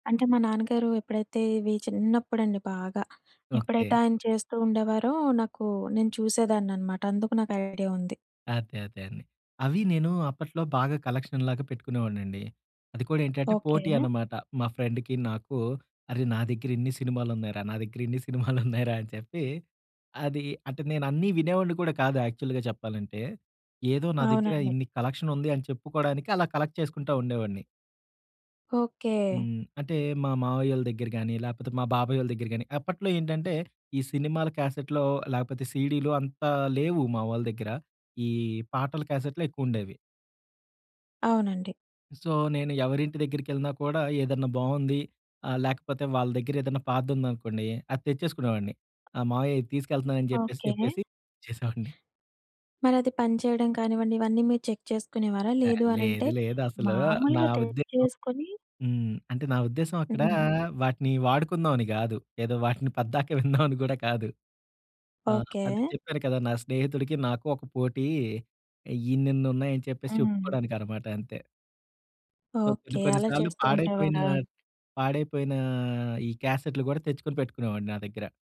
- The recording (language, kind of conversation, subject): Telugu, podcast, మీ చిన్ననాటి నుంచి ఇప్పటివరకు మీకు ఇష్టమైన హాబీ ఎలా మారింది?
- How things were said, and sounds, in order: tapping; in English: "కలక్షన్"; giggle; in English: "యాక్చువల్‌గా"; other background noise; in English: "కలెక్ట్"; in English: "క్యాసెట్‌లో"; in English: "సో"; other noise; in English: "చెక్"; giggle; in English: "సో"; drawn out: "పాడైపోయినా"